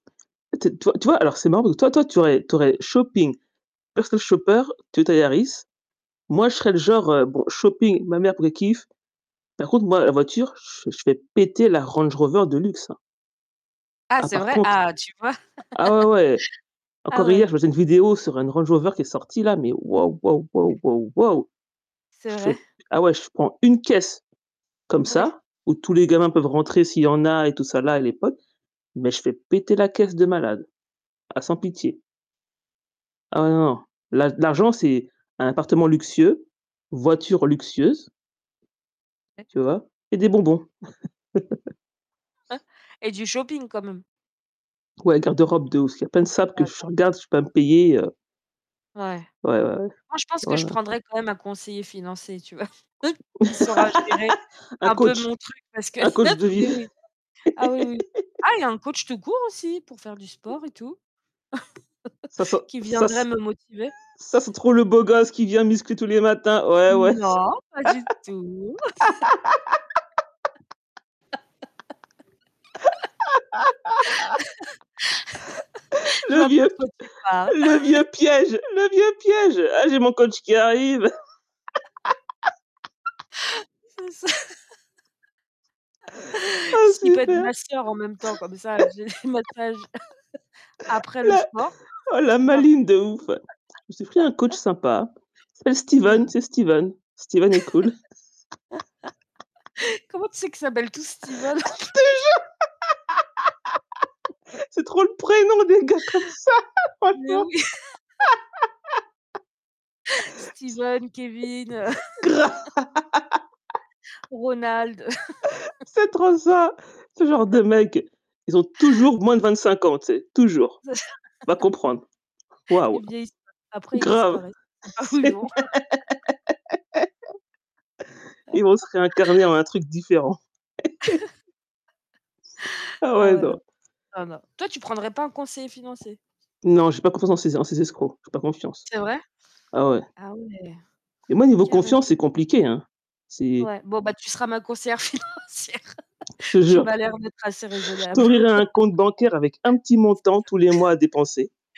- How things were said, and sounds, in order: tapping; in English: "personal shopper"; other background noise; stressed: "péter"; distorted speech; laugh; static; unintelligible speech; unintelligible speech; chuckle; unintelligible speech; laugh; chuckle; chuckle; laugh; chuckle; laugh; laugh; laugh; chuckle; chuckle; laughing while speaking: "C'est ça"; laugh; laugh; chuckle; laugh; laugh; laughing while speaking: "Je te jure !"; laugh; laughing while speaking: "en plus ?"; laugh; chuckle; laughing while speaking: "Franchement"; laugh; laughing while speaking: "grave !"; laugh; laugh; laugh; chuckle; laughing while speaking: "C'est ça"; chuckle; laughing while speaking: "C'est le même !"; laugh; chuckle; laugh; chuckle; laughing while speaking: "financière"; laugh; chuckle
- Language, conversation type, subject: French, unstructured, Que ferais-tu si tu gagnais une grosse somme d’argent demain ?